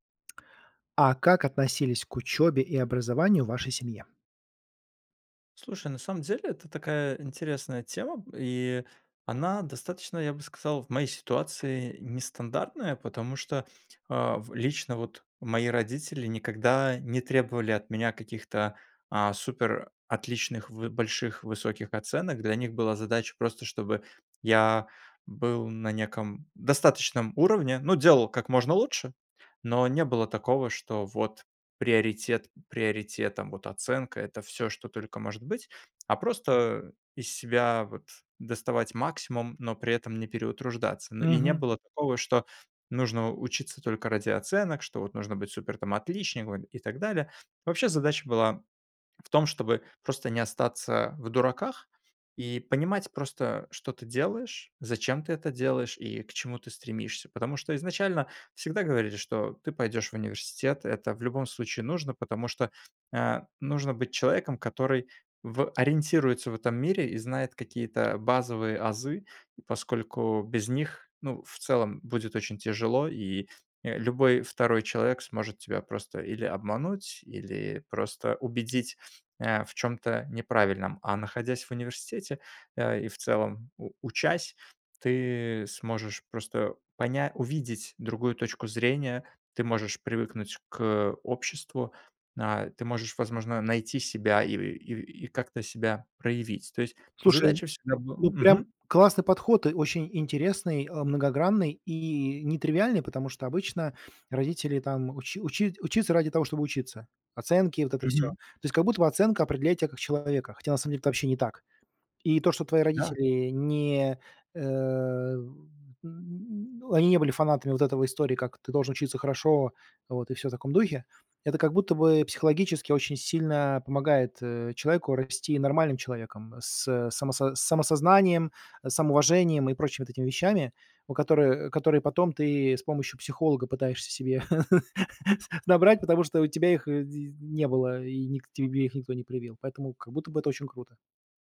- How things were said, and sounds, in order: other noise; unintelligible speech; chuckle
- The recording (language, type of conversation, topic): Russian, podcast, Как в вашей семье относились к учёбе и образованию?